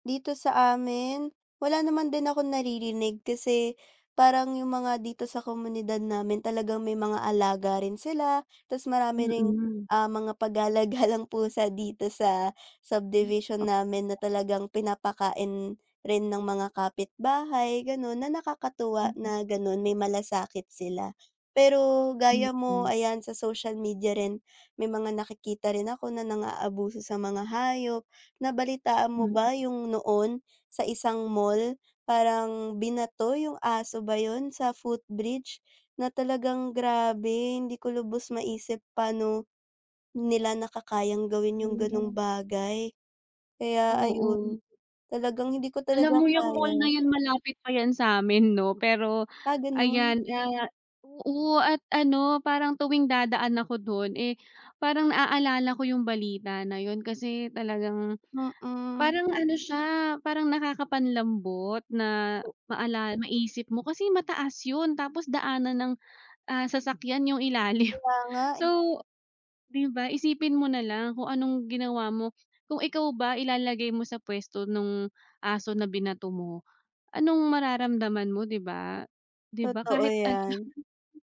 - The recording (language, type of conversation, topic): Filipino, unstructured, Sa tingin mo ba dapat parusahan ang mga taong nananakit ng hayop?
- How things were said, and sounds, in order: unintelligible speech; other background noise; tapping